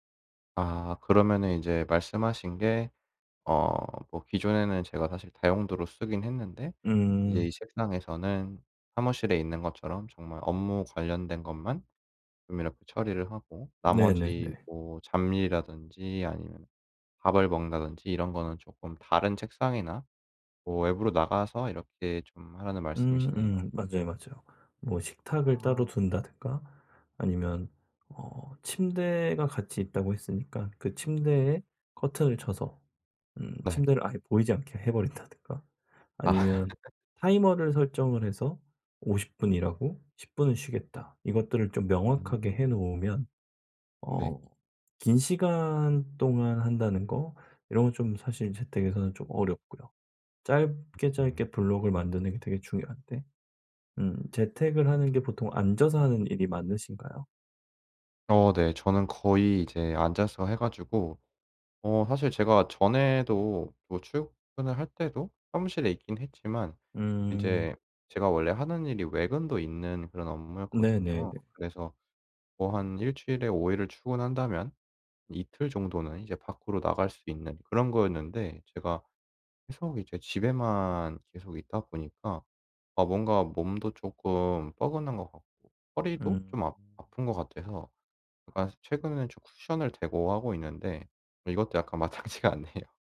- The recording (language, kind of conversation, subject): Korean, advice, 산만함을 줄이고 집중할 수 있는 환경을 어떻게 만들 수 있을까요?
- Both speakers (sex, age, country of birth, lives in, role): male, 25-29, South Korea, South Korea, user; male, 60-64, South Korea, South Korea, advisor
- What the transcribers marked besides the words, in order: other background noise; laughing while speaking: "해 버린다든가"; laughing while speaking: "아"; laugh; laughing while speaking: "마땅치가 않네요"